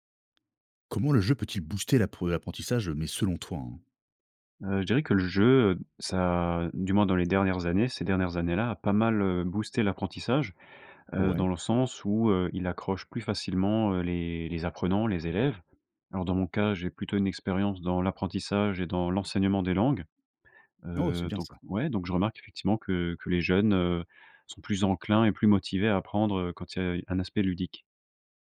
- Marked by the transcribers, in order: none
- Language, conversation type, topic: French, podcast, Comment le jeu peut-il booster l’apprentissage, selon toi ?